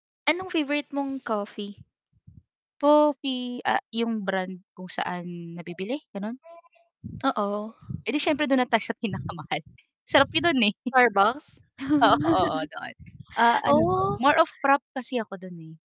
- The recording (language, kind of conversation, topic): Filipino, unstructured, Ano ang hilig mong gawin kapag may libreng oras ka?
- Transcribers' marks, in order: static; tapping; chuckle; chuckle; wind; in English: "more of frappe"